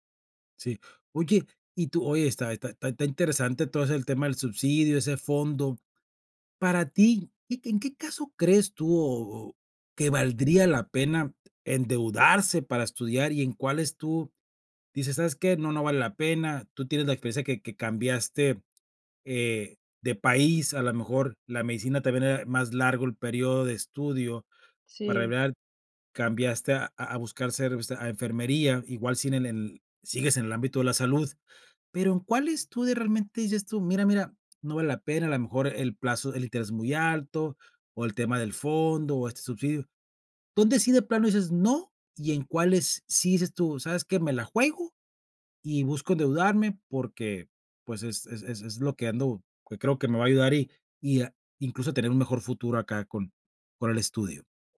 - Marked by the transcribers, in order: unintelligible speech
- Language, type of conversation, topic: Spanish, podcast, ¿Qué opinas de endeudarte para estudiar y mejorar tu futuro?